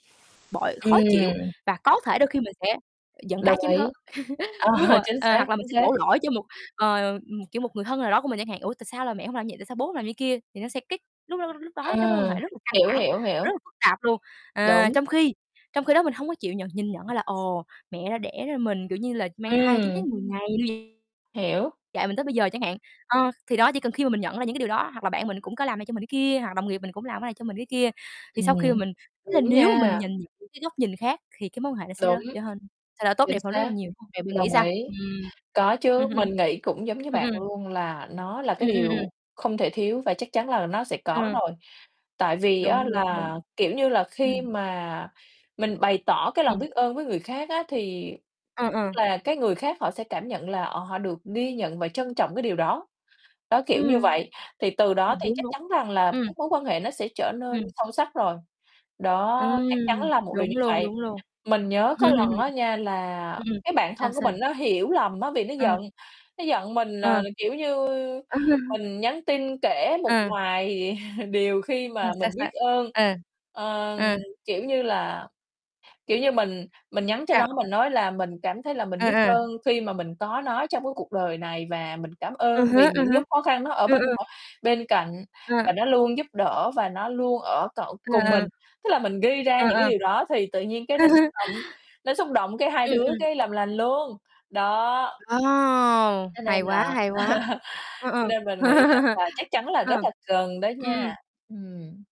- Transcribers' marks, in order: static; distorted speech; laugh; other background noise; laughing while speaking: "ờ"; background speech; unintelligible speech; "thì" said as "khì"; chuckle; tapping; laugh; laughing while speaking: "Ờ"; chuckle; unintelligible speech; laugh; laugh; laugh
- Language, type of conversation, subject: Vietnamese, unstructured, Tại sao bạn nghĩ lòng biết ơn lại quan trọng trong cuộc sống?